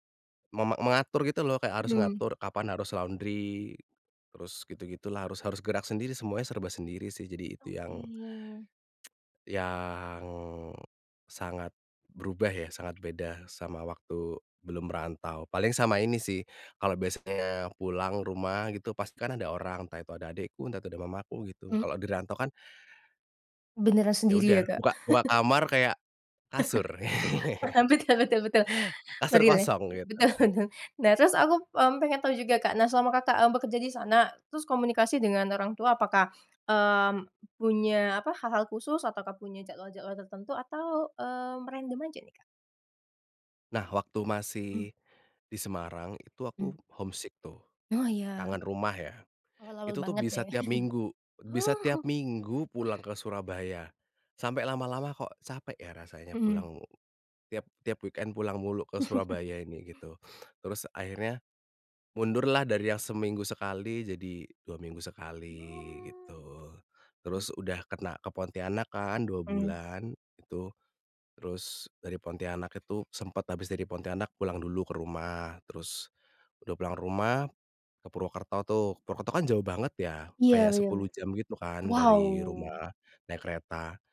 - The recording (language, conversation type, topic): Indonesian, podcast, Bagaimana kamu menilai tawaran kerja yang mengharuskan kamu jauh dari keluarga?
- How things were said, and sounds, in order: in English: "laundry"; tsk; tapping; chuckle; laughing while speaking: "bitul"; "Betul-" said as "bitul"; laughing while speaking: "betul betul"; laugh; in English: "homesick"; chuckle; in English: "weekend"; chuckle; other background noise